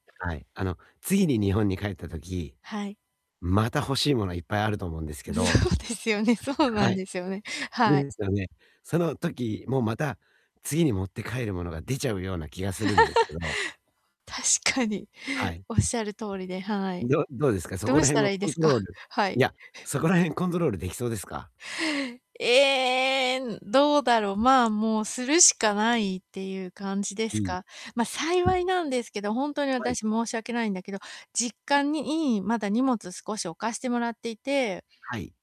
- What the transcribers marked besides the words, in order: laughing while speaking: "そうですよね"; laughing while speaking: "はい"; distorted speech; laugh; laughing while speaking: "確かに"; drawn out: "ええ"
- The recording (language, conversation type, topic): Japanese, advice, 買い物で選択肢が多すぎて迷ったとき、どうやって決めればいいですか？